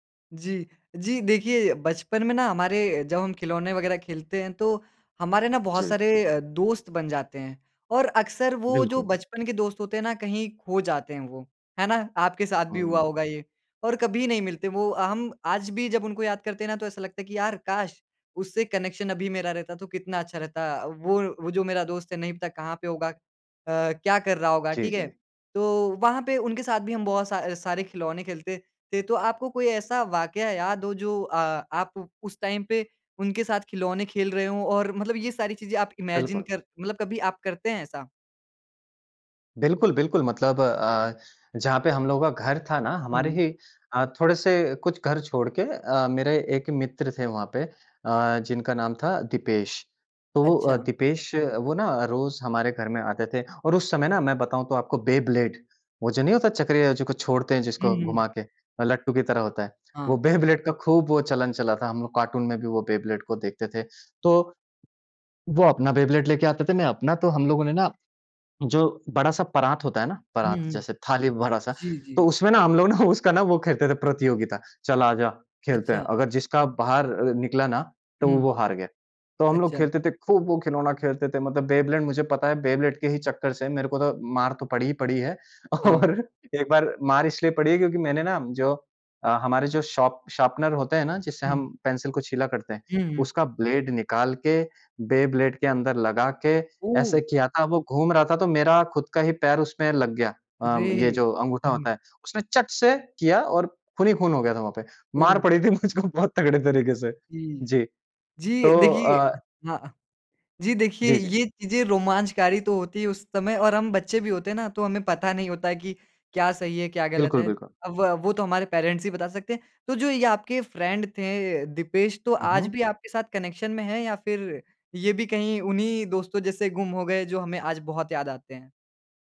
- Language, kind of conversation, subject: Hindi, podcast, कौन सा खिलौना तुम्हें आज भी याद आता है?
- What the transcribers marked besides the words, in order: in English: "कनेक्शन"; in English: "टाइम"; in English: "इमैजिन"; laughing while speaking: "लोग ना उसका ना वो"; in English: "और"; surprised: "ओह!"; laughing while speaking: "मुझको बहुत तगड़े तरीके से"; joyful: "जी, देखिए हाँ। अ, जी … क्या गलत है?"; in English: "पेरेंट्स"; in English: "फ्रेंड"; in English: "कनेक्शन"